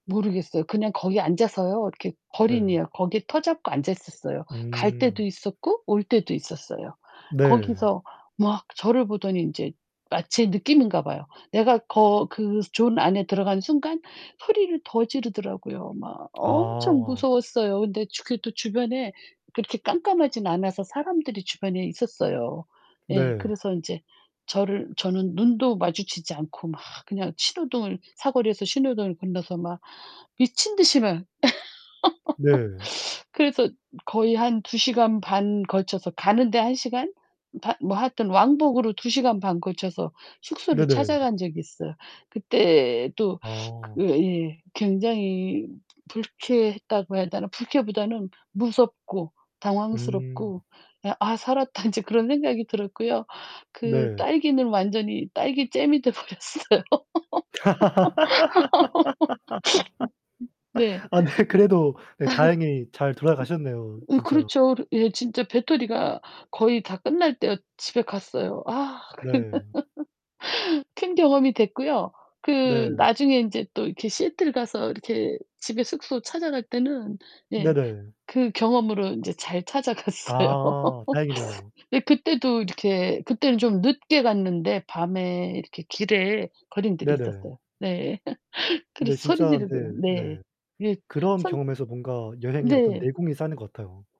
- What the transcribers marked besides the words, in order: tapping; other background noise; laugh; laughing while speaking: "살았다"; laugh; laughing while speaking: "아"; laughing while speaking: "버렸어요"; laugh; laughing while speaking: "그"; laugh; laughing while speaking: "갔어요"; laugh; laugh
- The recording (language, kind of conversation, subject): Korean, unstructured, 여행 중에 가장 불쾌했던 경험은 무엇인가요?
- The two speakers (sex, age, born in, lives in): female, 60-64, South Korea, South Korea; male, 20-24, South Korea, South Korea